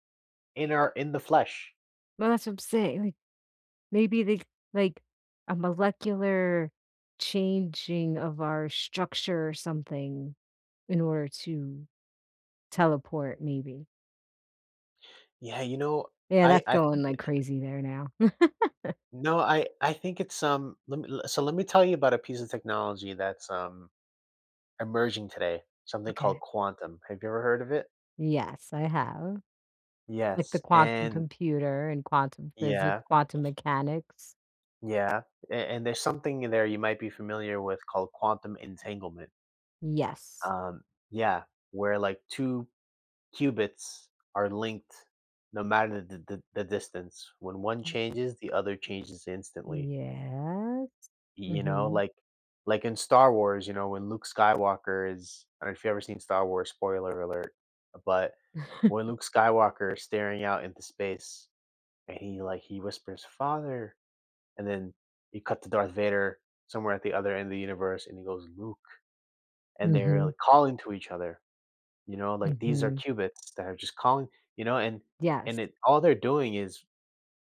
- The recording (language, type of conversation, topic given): English, unstructured, How will technology change the way we travel in the future?
- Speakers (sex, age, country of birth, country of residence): female, 40-44, United States, United States; male, 35-39, United States, United States
- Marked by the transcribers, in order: chuckle; other background noise; drawn out: "Yes"; chuckle